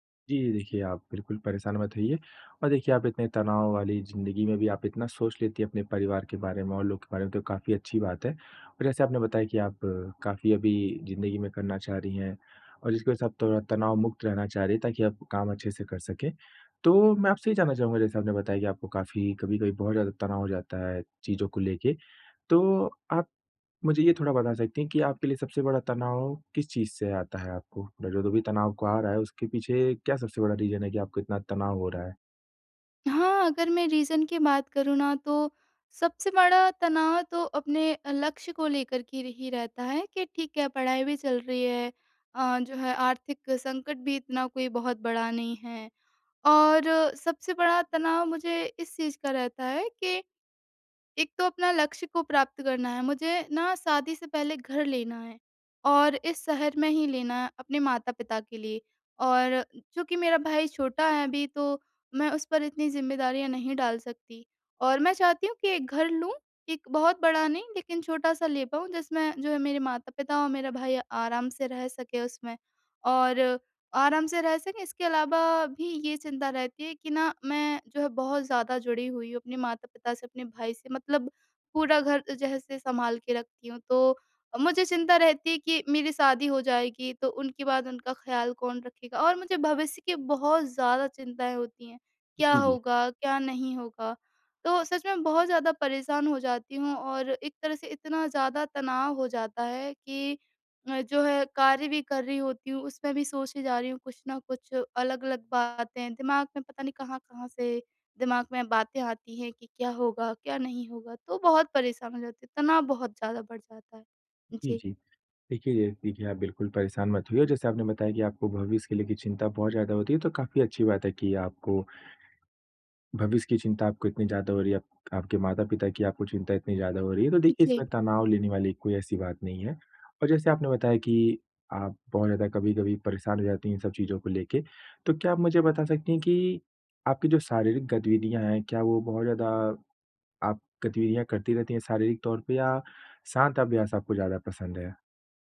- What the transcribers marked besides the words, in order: other background noise; unintelligible speech; in English: "रीज़न"; in English: "रीज़न"; tapping
- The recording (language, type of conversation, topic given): Hindi, advice, तनाव कम करने के लिए रोज़मर्रा की खुद-देखभाल में कौन-से सरल तरीके अपनाए जा सकते हैं?